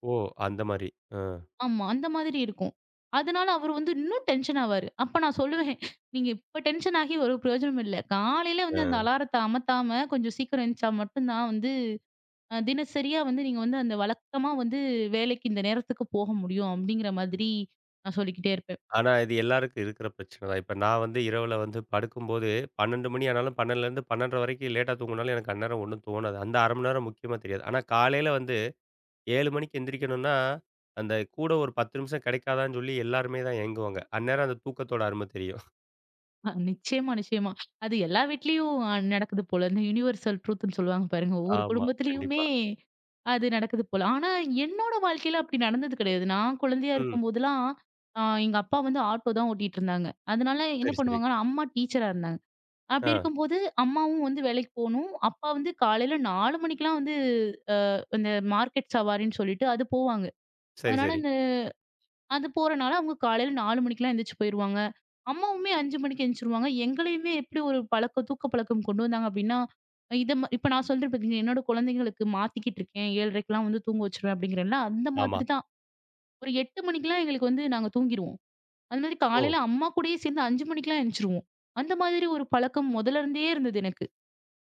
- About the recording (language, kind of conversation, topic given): Tamil, podcast, உங்கள் வீட்டில் காலை வழக்கம் எப்படி இருக்கிறது?
- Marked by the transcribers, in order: laughing while speaking: "அப்ப நான் சொல்லுவேன்"; other noise; in English: "யுனிவர்சல் ட்ரூத்ன்னு"